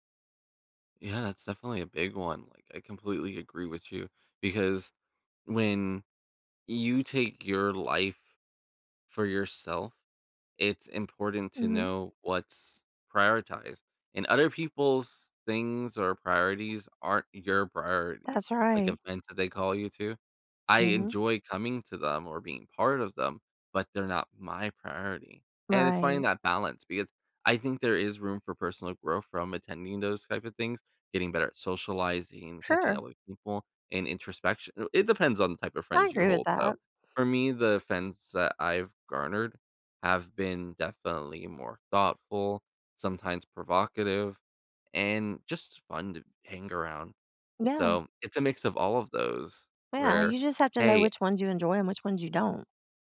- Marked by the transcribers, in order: other background noise; "fends" said as "friends"
- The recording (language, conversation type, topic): English, unstructured, How can I make space for personal growth amid crowded tasks?